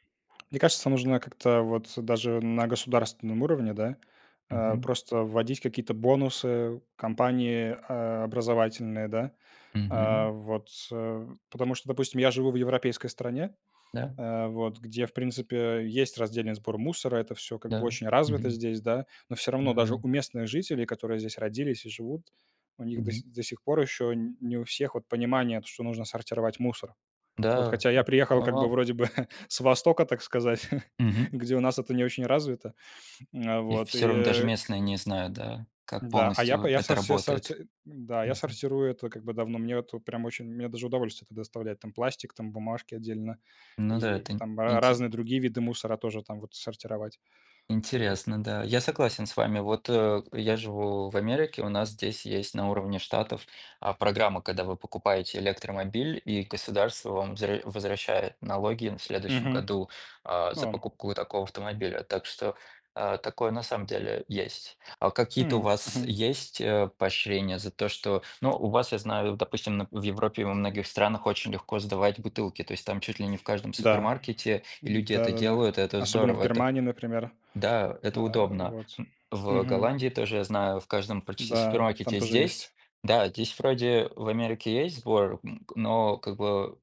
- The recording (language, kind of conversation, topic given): Russian, unstructured, Какие простые действия помогают сохранить природу?
- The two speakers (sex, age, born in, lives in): male, 20-24, Belarus, Poland; male, 30-34, Russia, United States
- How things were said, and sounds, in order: tapping; chuckle; chuckle; other background noise